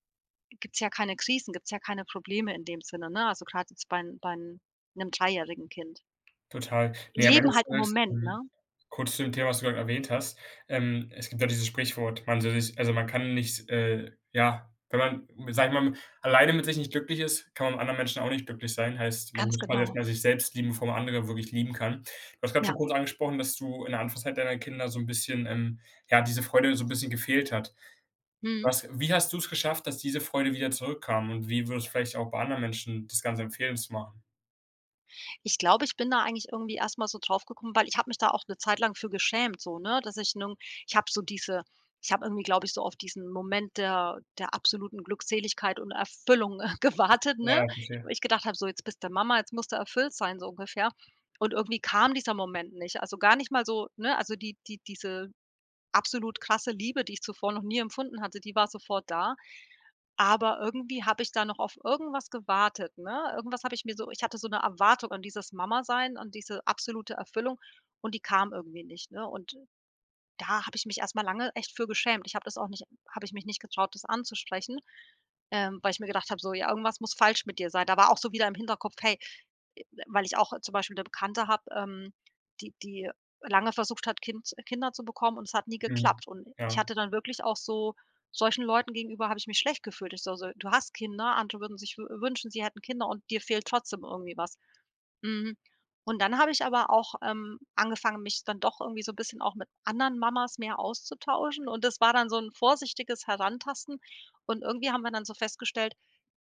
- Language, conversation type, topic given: German, podcast, Welche kleinen Alltagsfreuden gehören bei dir dazu?
- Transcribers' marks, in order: other background noise; stressed: "Erfüllung"; laughing while speaking: "gewartet"